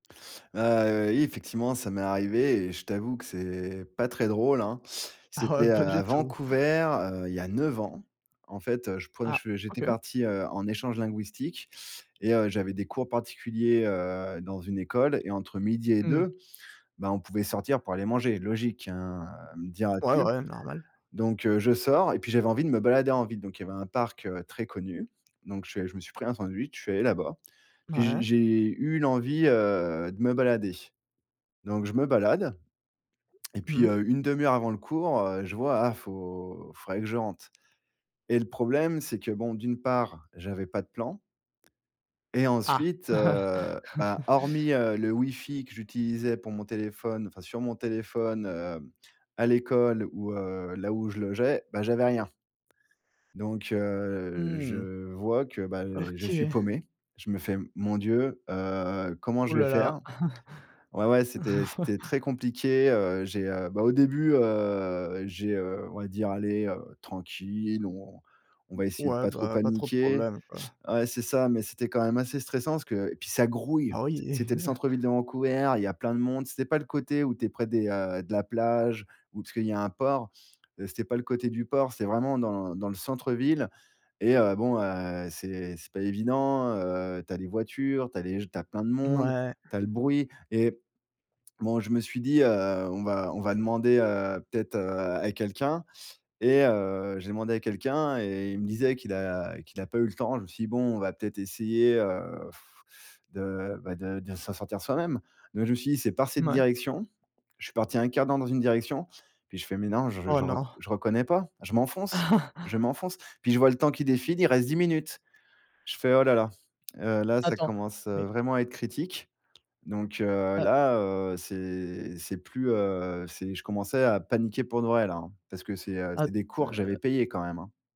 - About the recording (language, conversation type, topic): French, podcast, Es-tu déjà perdu(e) dans une ville sans plan ni GPS ?
- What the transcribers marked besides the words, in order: laughing while speaking: "Ah ouais, pas du tout"; chuckle; other background noise; tapping; chuckle; drawn out: "Mmh"; laugh; chuckle; lip smack; blowing; chuckle